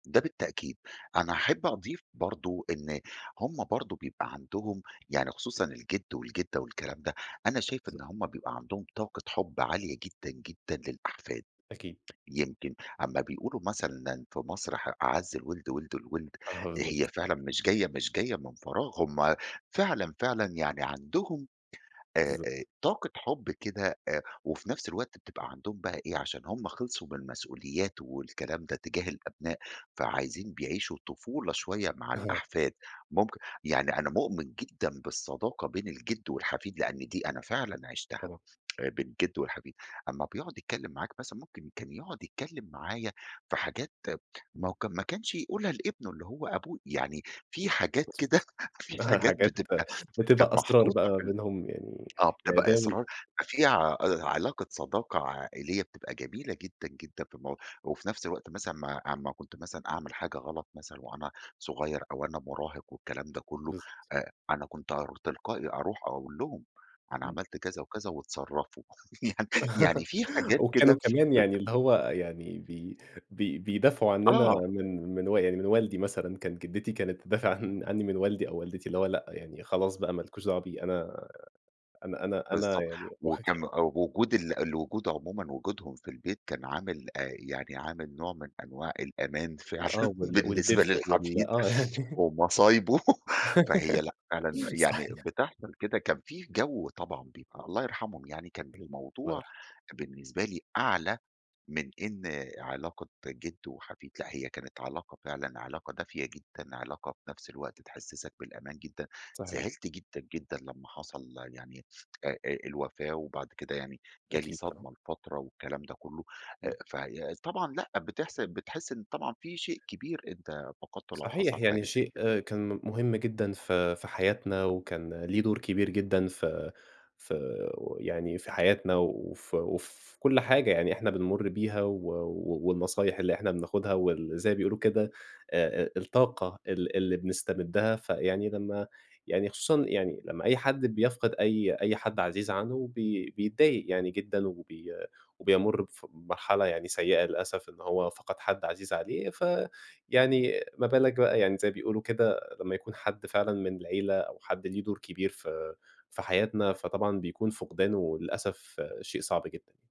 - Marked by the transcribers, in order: laughing while speaking: "في حاجات بتبقى كانت محطوطة"; tapping; laugh; laughing while speaking: "ومصايبه"; laugh
- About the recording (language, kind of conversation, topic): Arabic, podcast, إيه رأيك في أهمية إننا نسمع حكايات الكبار في السن؟
- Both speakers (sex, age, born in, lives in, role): male, 20-24, Egypt, Egypt, host; male, 40-44, Egypt, Egypt, guest